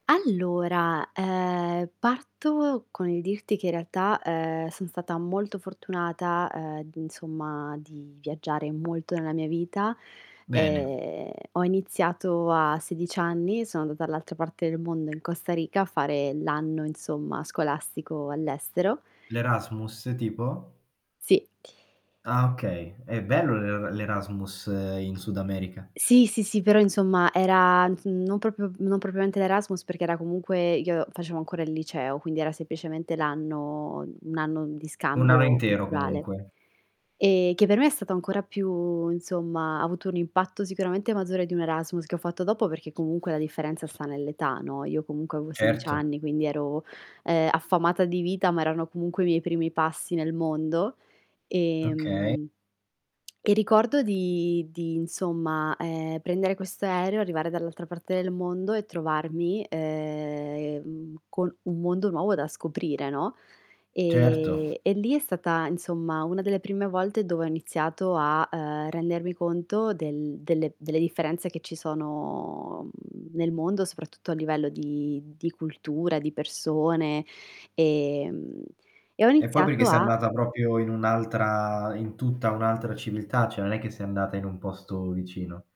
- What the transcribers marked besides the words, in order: static; "proprio" said as "propio"; "propriamente" said as "propiamente"; "anno" said as "ano"; drawn out: "anno"; other background noise; tapping; drawn out: "ehm"; distorted speech; drawn out: "E"; drawn out: "sono"; "proprio" said as "propio"
- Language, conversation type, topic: Italian, podcast, In che modo i viaggi ti hanno fatto vedere le persone in modo diverso?